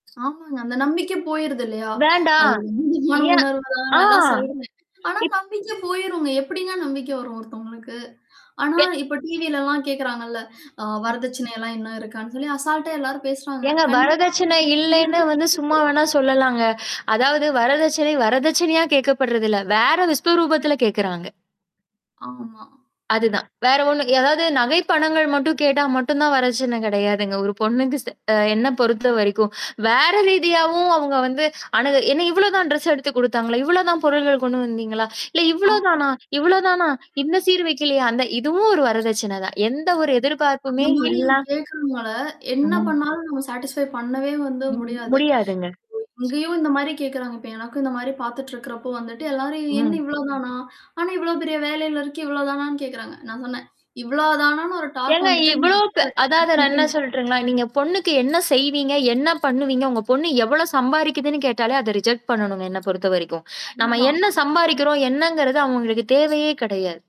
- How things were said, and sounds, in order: mechanical hum; static; other background noise; distorted speech; tapping; unintelligible speech; in English: "ட்ரெஸ்"; in English: "சாட்டிஸ்ஃபை"; in English: "டாக்"; in English: "கட்"; in English: "ரிஜெக்ட்"
- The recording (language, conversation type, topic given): Tamil, podcast, ஒரு தோல்வி உங்களை எப்படி மாற்றியது?